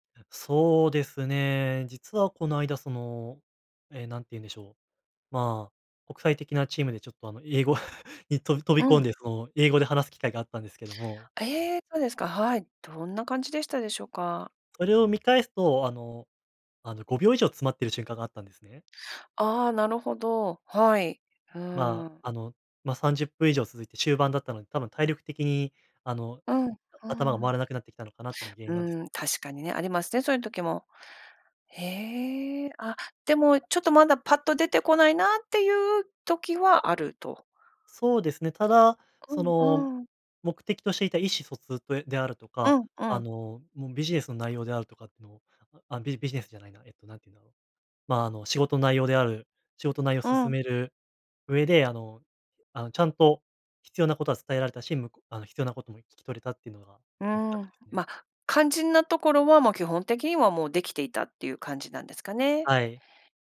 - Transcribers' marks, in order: chuckle; other background noise; other noise
- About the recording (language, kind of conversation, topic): Japanese, podcast, 上達するためのコツは何ですか？